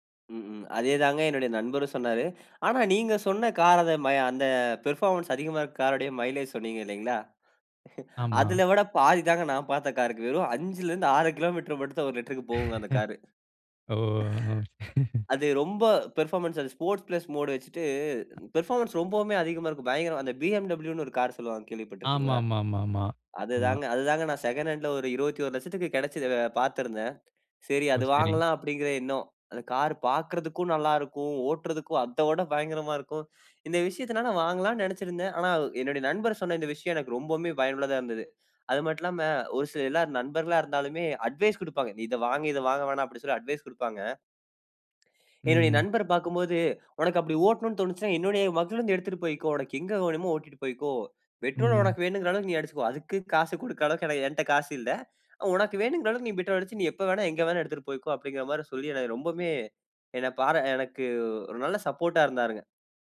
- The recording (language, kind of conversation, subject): Tamil, podcast, அதிக விருப்பங்கள் ஒரே நேரத்தில் வந்தால், நீங்கள் எப்படி முடிவு செய்து தேர்வு செய்கிறீர்கள்?
- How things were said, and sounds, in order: in English: "பெர்ஃபார்மன்ஸ்"; in English: "மைலேஜ்"; chuckle; chuckle; in English: "பெர்ஃபார்மன்ஸ்"; in English: "ஸ்போர்ட்ஸ் ப்லஸ் மோடு"; other background noise; laugh; in English: "பெர்ஃபார்மன்ஸ்"; surprised: "பயங்கரமா!"; other noise